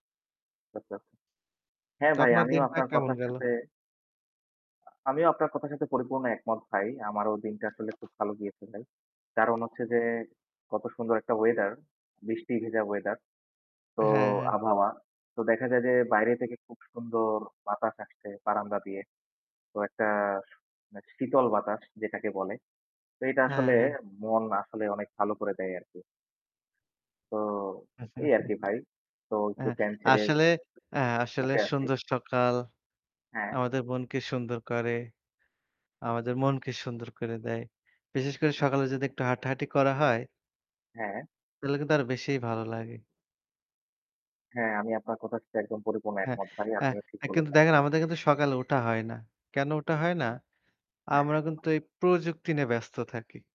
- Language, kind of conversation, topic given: Bengali, unstructured, তুমি কি মনে করো প্রযুক্তি আমাদের জীবনে কেমন প্রভাব ফেলে?
- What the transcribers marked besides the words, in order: static; other background noise; tapping; chuckle